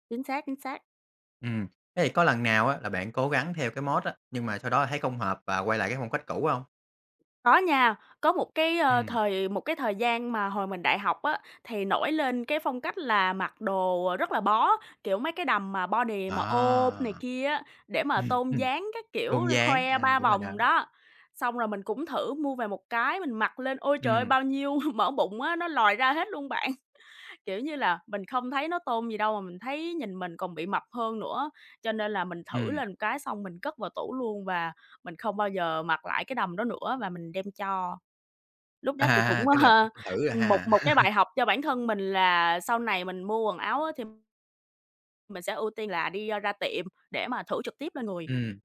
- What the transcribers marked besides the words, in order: in English: "body"; laughing while speaking: "Ừm"; chuckle; laughing while speaking: "bạn"; "một" said as "ừn"; laughing while speaking: "À"; laughing while speaking: "ơ"; chuckle
- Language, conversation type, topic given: Vietnamese, podcast, Phong cách cá nhân của bạn đã thay đổi như thế nào theo thời gian?